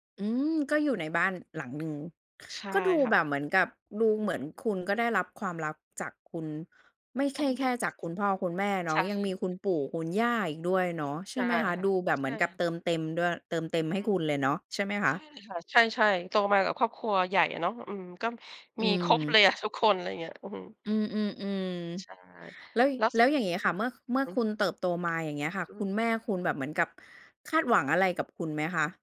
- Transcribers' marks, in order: tapping
- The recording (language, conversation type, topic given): Thai, podcast, คุณเติบโตมาในครอบครัวแบบไหน?